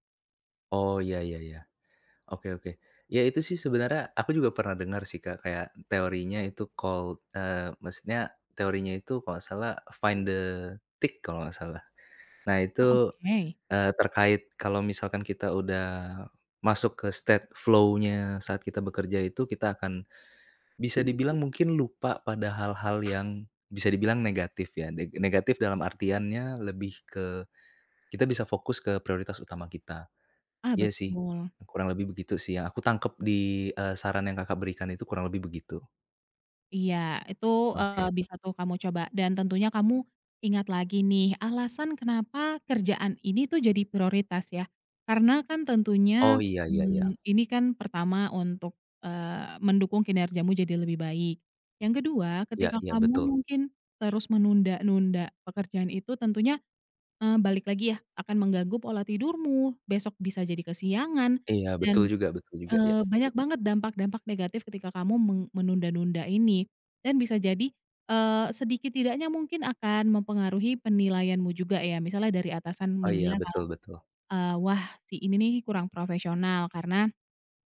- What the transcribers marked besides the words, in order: in English: "called"; in English: "find the tick"; in English: "state flow-nya"; other background noise; other street noise
- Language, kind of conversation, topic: Indonesian, advice, Mengapa saya sulit memulai tugas penting meski tahu itu prioritas?